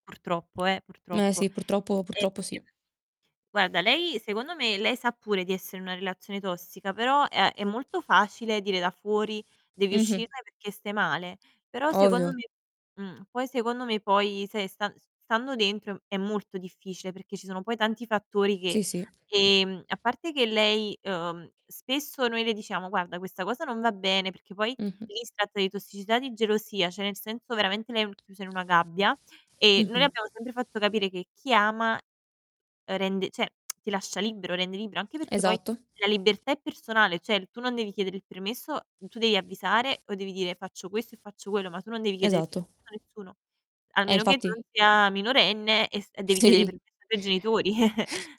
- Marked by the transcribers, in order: tapping; distorted speech; static; "cioè" said as "ceh"; tongue click; "cioè" said as "ceh"; laughing while speaking: "Sì"; chuckle
- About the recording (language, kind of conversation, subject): Italian, unstructured, Come fai a capire se una relazione è tossica?